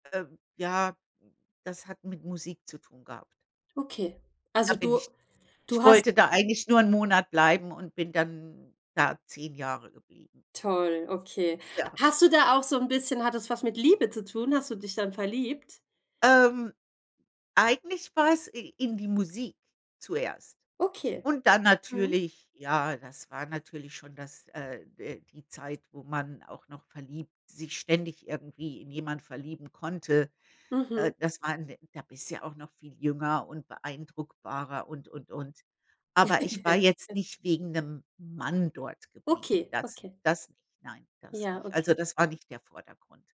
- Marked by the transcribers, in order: anticipating: "hat das was mit Liebe zu tun? Hast du dich dann verliebt?"; other background noise; laugh
- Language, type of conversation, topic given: German, unstructured, Was bedeutet Kultur für dich in deinem Alltag?